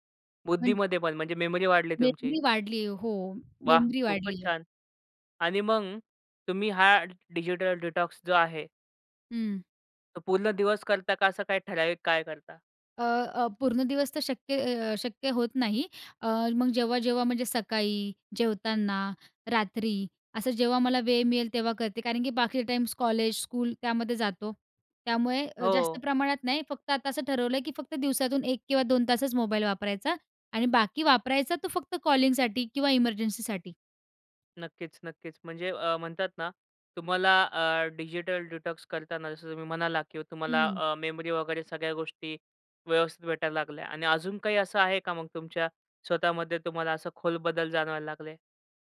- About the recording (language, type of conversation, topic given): Marathi, podcast, तुम्ही इलेक्ट्रॉनिक साधनांपासून विराम कधी आणि कसा घेता?
- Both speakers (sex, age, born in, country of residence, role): female, 20-24, India, India, guest; male, 25-29, India, India, host
- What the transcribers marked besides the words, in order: in English: "डिटॉक्स"; "काळ" said as "काय"; "बाकीचा टाइम" said as "बाकीचे टाईम्स"; in English: "स्कूल"; in English: "डिटॉक्स"